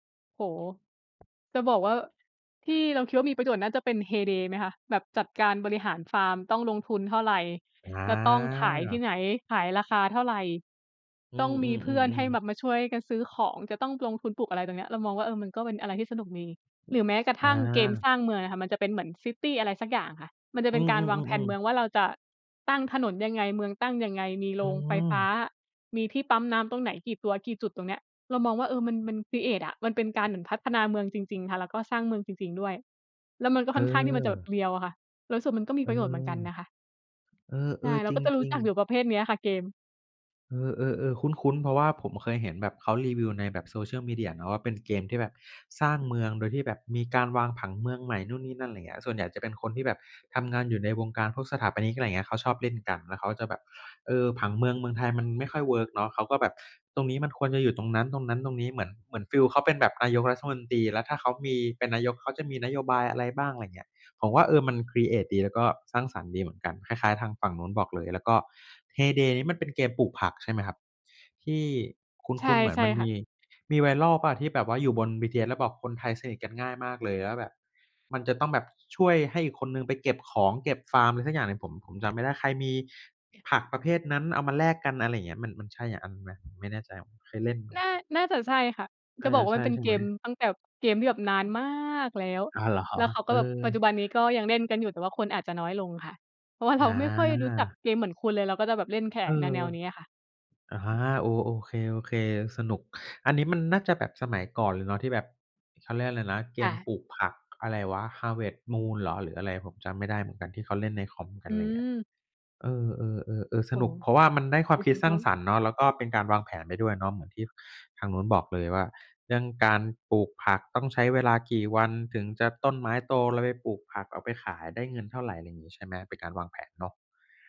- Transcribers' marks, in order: tapping; in English: "แพลน"; in English: "ครีเอต"; in English: "เรียล"; in English: "ครีเอต"; unintelligible speech; other background noise
- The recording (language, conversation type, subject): Thai, unstructured, คุณคิดว่าเกมมือถือทำให้คนติดจนเสียเวลามากไหม?